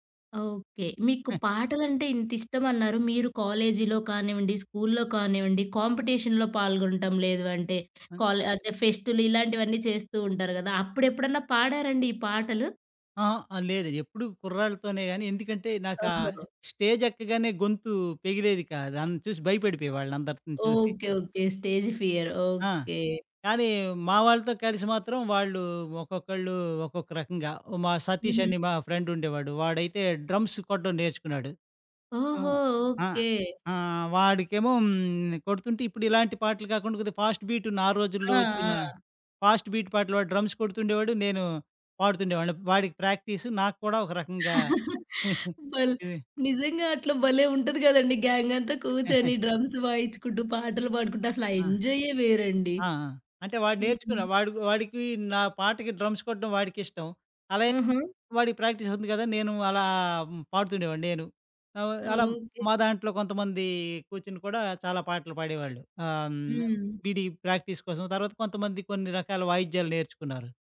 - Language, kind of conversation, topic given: Telugu, podcast, మీకు ఇష్టమైన పాట ఏది, ఎందుకు?
- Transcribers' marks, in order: in English: "కాంపిటీషన్‌లో"; in English: "స్టేజ్"; in English: "స్టేజ్ ఫియర్"; in English: "ఫ్రెండ్"; in English: "డ్రమ్స్"; in English: "ఫాస్ట్ బీట్"; in English: "ఫాస్ట్ బీట్"; in English: "డ్రమ్స్"; in English: "ప్రాక్టీస్"; chuckle; in English: "గ్యాంగ్"; chuckle; in English: "డ్రమ్స్"; in English: "డ్రమ్స్"; in English: "ప్రాక్టీస్"; in English: "ప్రాక్టీస్"